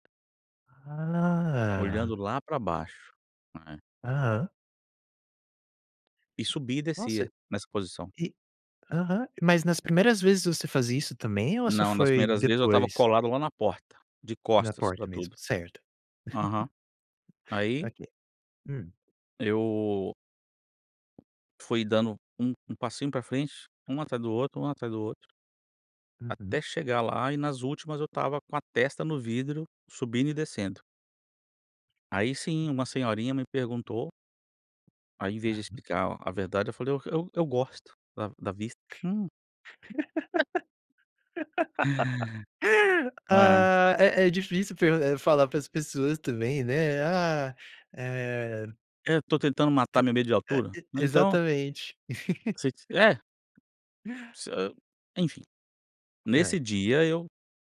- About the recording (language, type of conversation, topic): Portuguese, podcast, Qual foi um medo que você conseguiu superar?
- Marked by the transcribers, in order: tapping; drawn out: "Ah"; laugh; laugh; laugh